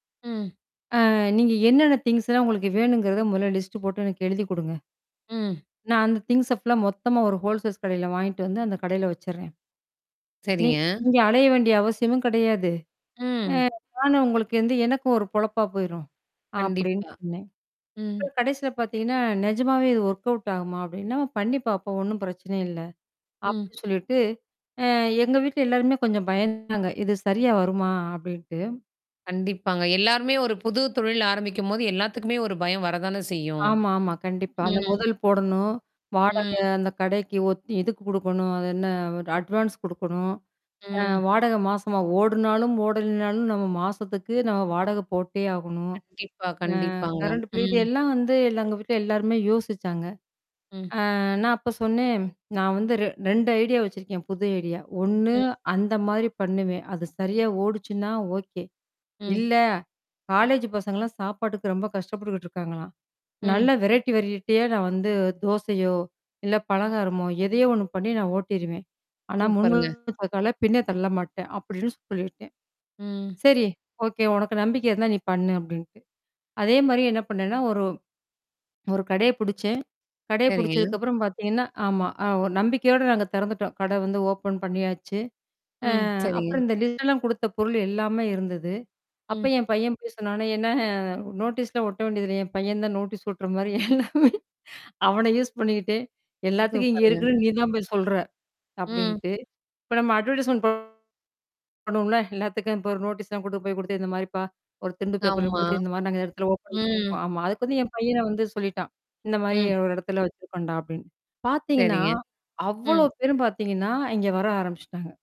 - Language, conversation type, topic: Tamil, podcast, புதிய யோசனை மனதில் வந்ததும் முதலில் நீங்கள் என்ன செய்கிறீர்கள்?
- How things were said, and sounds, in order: in English: "திங்க்ஸ்லாம்"; tapping; in English: "திங்க்ஸ"; other background noise; in English: "ஹோல்செஸ்"; "ஹோல்சேல்ஸ்" said as "ஹோல்செஸ்"; distorted speech; other noise; static; in English: "வொர்க்அவுட்"; drawn out: "அ"; swallow; chuckle; laughing while speaking: "எல்லாமே"; in English: "அட்வெர்டைசெமென்ட்"